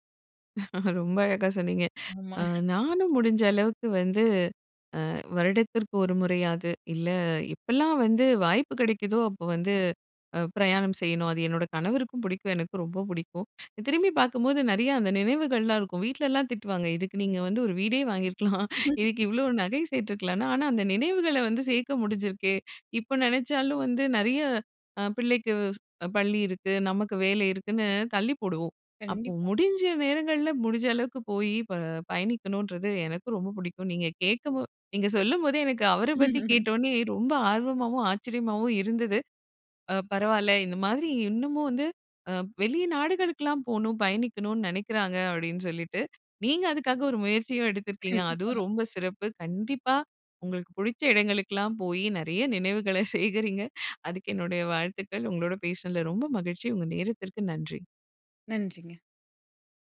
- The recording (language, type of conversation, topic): Tamil, podcast, பயணத்தில் நீங்கள் சந்தித்த ஒருவரிடமிருந்து என்ன கற்றுக் கொண்டீர்கள்?
- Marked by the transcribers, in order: laughing while speaking: "ரொம்ப அழகா சொன்னீங்க"; chuckle; laugh; laugh; laughing while speaking: "புடிச்ச இடங்களுக்கெல்லாம் போயி நெறய நினைவுகள சேகரிங்க. அதுக்கு என்னுடைய வாழ்த்துக்கள்"